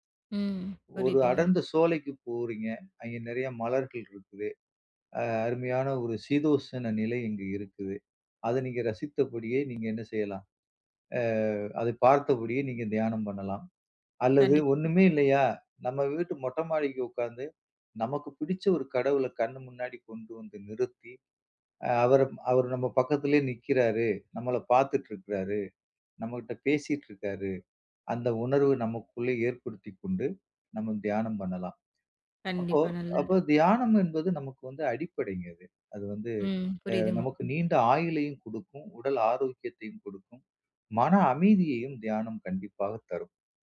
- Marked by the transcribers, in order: other background noise; tapping
- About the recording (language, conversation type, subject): Tamil, podcast, நேரம் இல்லாத நாளில் எப்படி தியானம் செய்யலாம்?